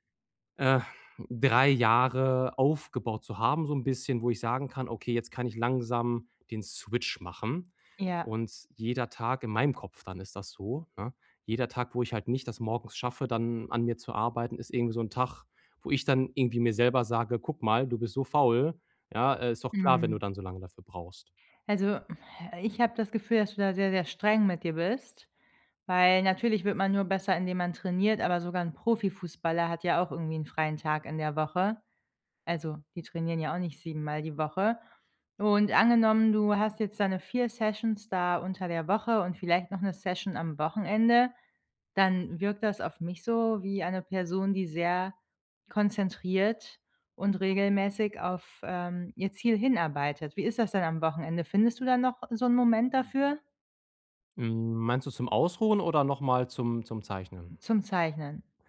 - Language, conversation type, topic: German, advice, Wie kann ich beim Training langfristig motiviert bleiben?
- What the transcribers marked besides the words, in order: in English: "Switch"; sigh